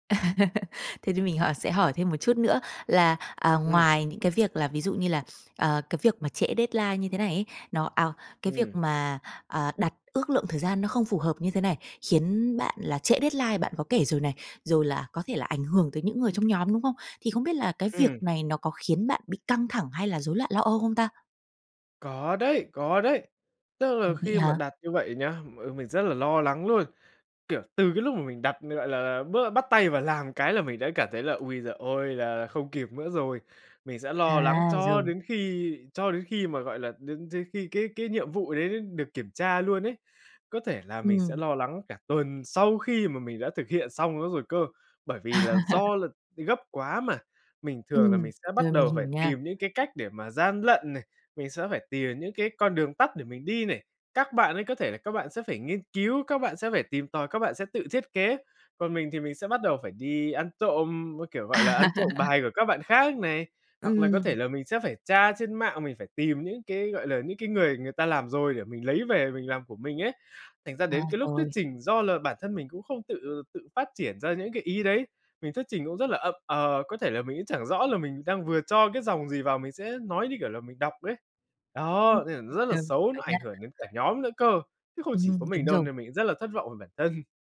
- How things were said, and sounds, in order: chuckle; inhale; in English: "deadline"; in English: "deadline"; "đến" said as "dến"; laugh; laugh; "cũng" said as "ững"; "là" said as "ừn"; "cũng" said as "ững"
- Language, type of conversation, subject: Vietnamese, advice, Làm thế nào để ước lượng chính xác thời gian hoàn thành các nhiệm vụ bạn thường xuyên làm?